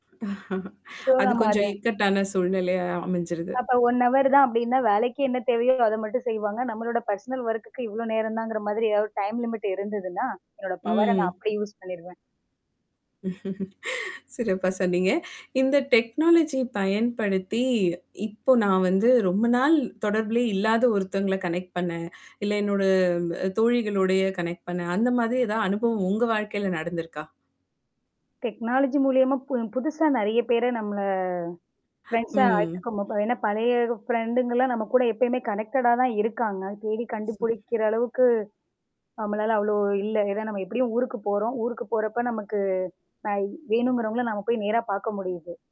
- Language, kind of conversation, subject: Tamil, podcast, வீட்டில் தொழில்நுட்பப் பயன்பாடு குடும்ப உறவுகளை எப்படி மாற்றியிருக்கிறது என்று நீங்கள் நினைக்கிறீர்களா?
- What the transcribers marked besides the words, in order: laugh; distorted speech; in English: "ஸோ"; static; in English: "பர்சனல் ஒர்க்குக்கு"; in English: "டைம் லிமிட்"; in English: "பவர"; in English: "யூஸ்"; laugh; in English: "டெக்னாலஜிய"; in English: "கனெக்ட்"; in English: "கனெக்ட்"; other background noise; in English: "டெக்னாலஜி"; in English: "கனெக்டடா"; tapping; other noise